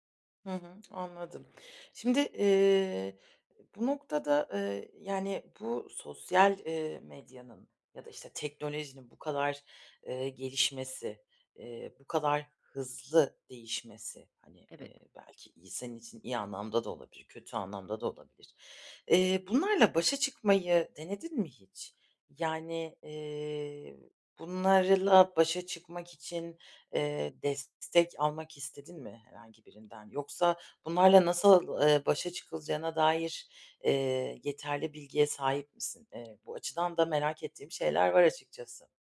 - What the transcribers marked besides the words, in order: other background noise; tapping
- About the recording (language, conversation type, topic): Turkish, advice, Belirsizlik ve hızlı teknolojik ya da sosyal değişimler karşısında nasıl daha güçlü ve uyumlu kalabilirim?